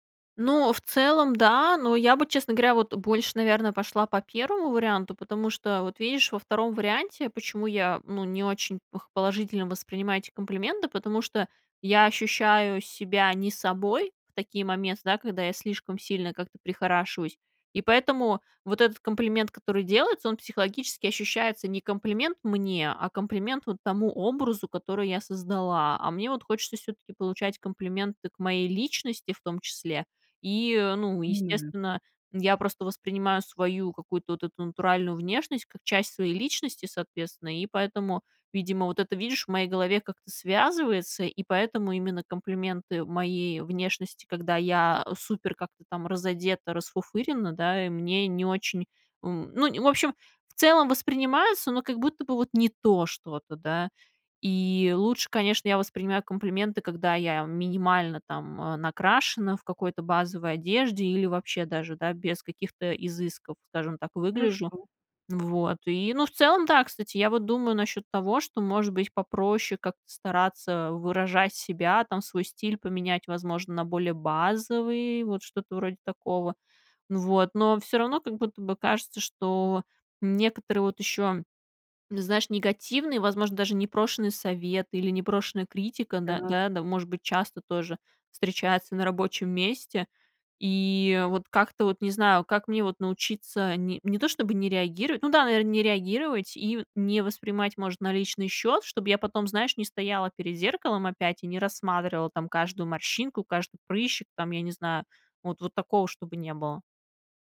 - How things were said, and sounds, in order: none
- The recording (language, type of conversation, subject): Russian, advice, Как низкая самооценка из-за внешности влияет на вашу жизнь?